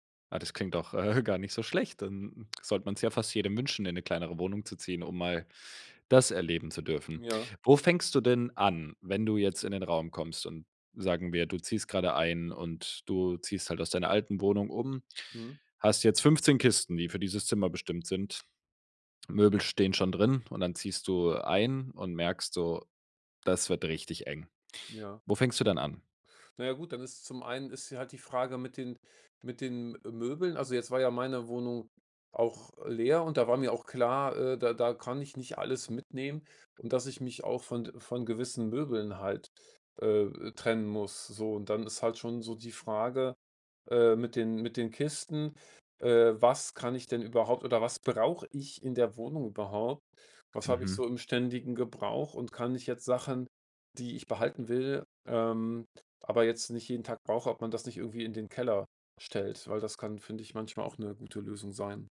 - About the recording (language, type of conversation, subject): German, podcast, Wie schaffst du mehr Platz in kleinen Räumen?
- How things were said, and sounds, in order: laughing while speaking: "äh"